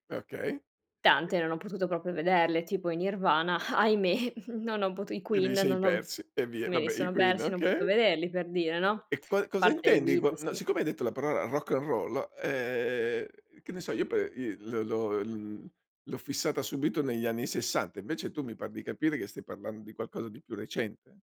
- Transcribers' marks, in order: "proprio" said as "propo"; chuckle
- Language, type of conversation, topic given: Italian, podcast, In che modo la nostalgia influenza i tuoi gusti musicali e cinematografici?